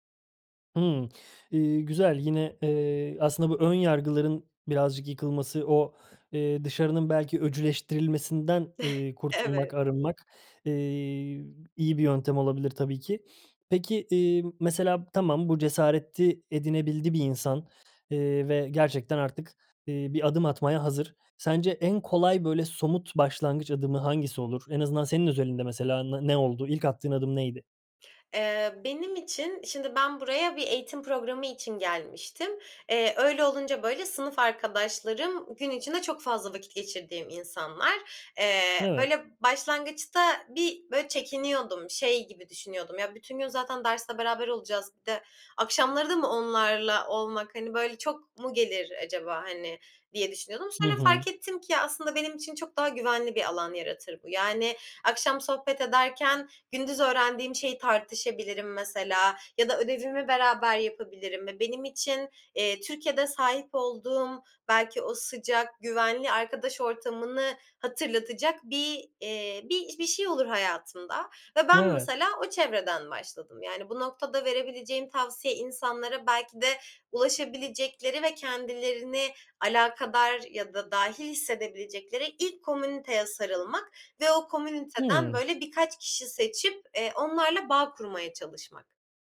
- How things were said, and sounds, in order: chuckle; other background noise; tapping
- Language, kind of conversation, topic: Turkish, podcast, Destek ağı kurmak iyileşmeyi nasıl hızlandırır ve nereden başlamalıyız?